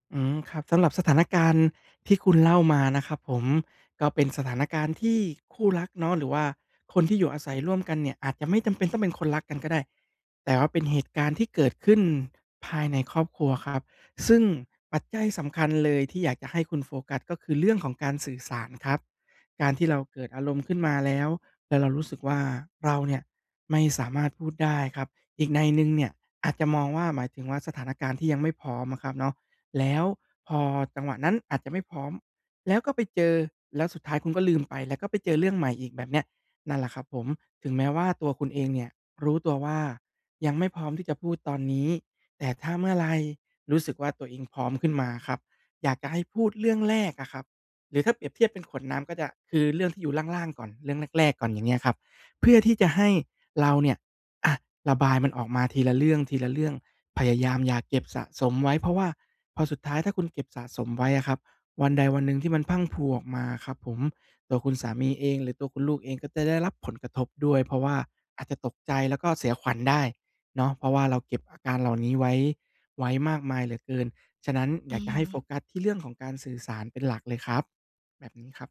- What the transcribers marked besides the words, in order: none
- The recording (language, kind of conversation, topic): Thai, advice, ทำไมฉันถึงเก็บความรู้สึกไว้จนสุดท้ายระเบิดใส่คนที่รัก?